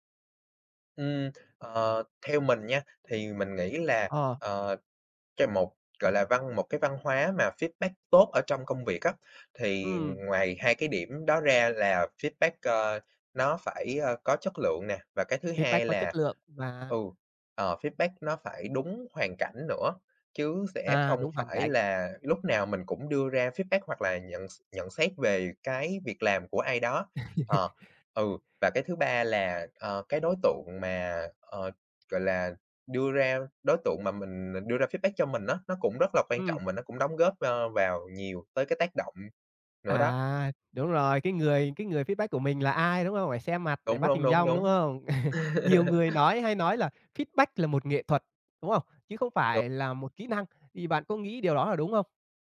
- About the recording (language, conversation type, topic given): Vietnamese, podcast, Bạn nghĩ thế nào về văn hóa phản hồi trong công việc?
- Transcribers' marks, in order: tapping; in English: "feedback"; in English: "feedback"; in English: "Feedback"; in English: "feedback"; in English: "feedback"; laugh; other background noise; in English: "feedback"; in English: "feedback"; chuckle; laugh; in English: "feedback"